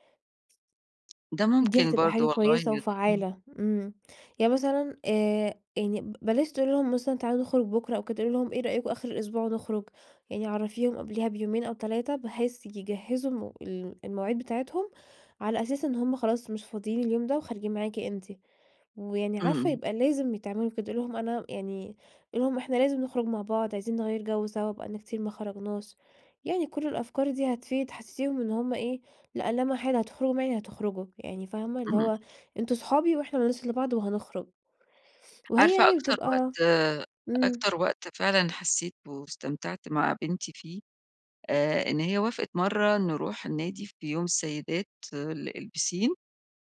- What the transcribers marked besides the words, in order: tapping; unintelligible speech; in French: "البِسِين"
- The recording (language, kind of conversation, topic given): Arabic, advice, إزاي أتعامل مع ضعف التواصل وسوء الفهم اللي بيتكرر؟